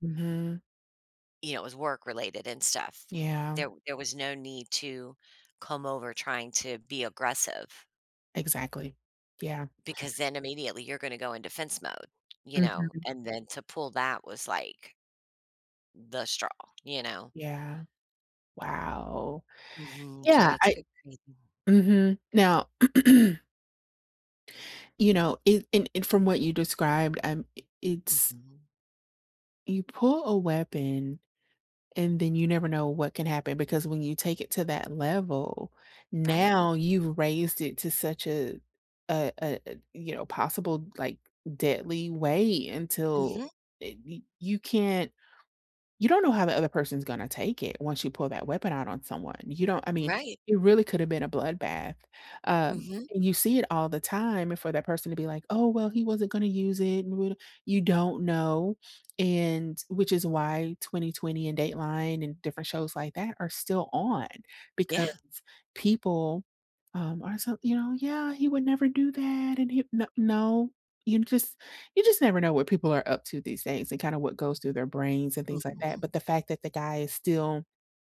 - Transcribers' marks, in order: tapping; throat clearing; unintelligible speech
- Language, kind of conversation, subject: English, unstructured, How can I handle a recurring misunderstanding with someone close?
- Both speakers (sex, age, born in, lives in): female, 35-39, United States, United States; female, 50-54, United States, United States